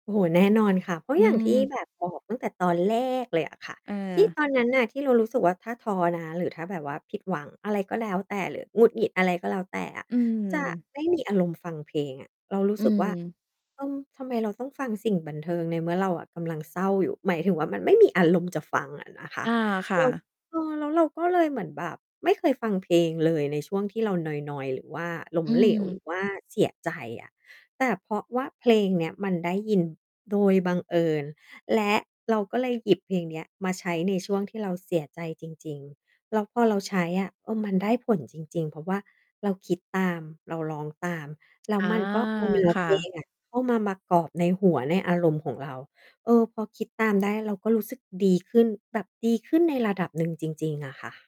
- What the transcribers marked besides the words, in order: distorted speech
- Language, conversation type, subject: Thai, podcast, เพลงไหนช่วยปลอบใจคุณเวลาทุกข์ใจ?